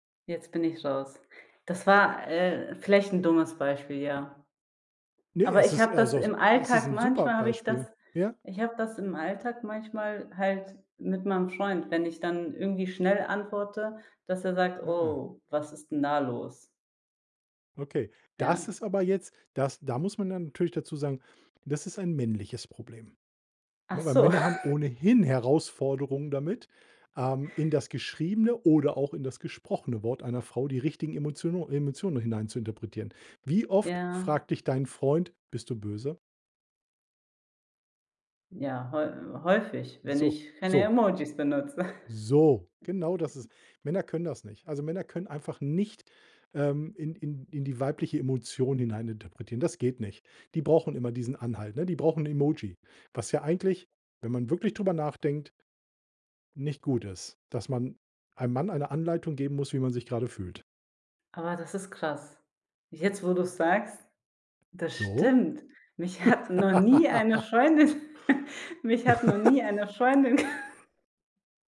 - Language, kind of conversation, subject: German, podcast, Wie gehst du mit Missverständnissen um?
- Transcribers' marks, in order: tapping; other background noise; chuckle; stressed: "So"; laughing while speaking: "benutze"; laugh; chuckle; laugh; snort